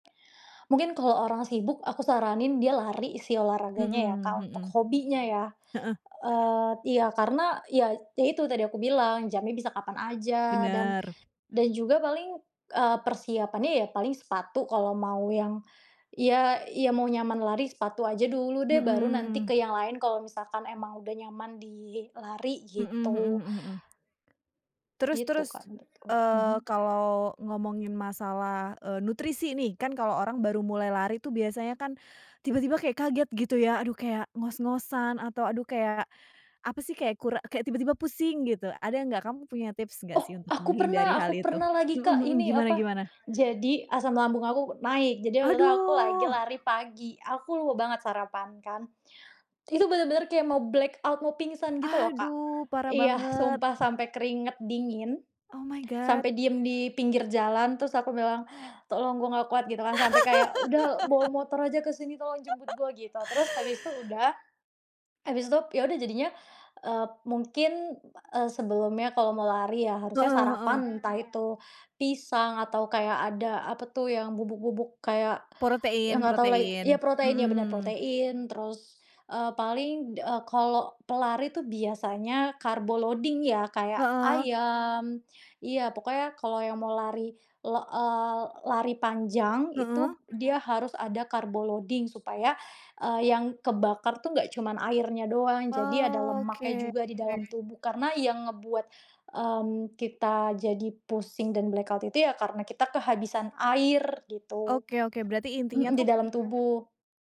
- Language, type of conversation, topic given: Indonesian, podcast, Bagaimana hobimu memengaruhi kehidupan sehari-harimu?
- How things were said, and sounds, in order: other background noise; background speech; in English: "black out"; tapping; in English: "Oh my god!"; laugh; "Protein" said as "porotein"; in English: "loading"; in English: "loading"; drawn out: "Oke"; in English: "black out"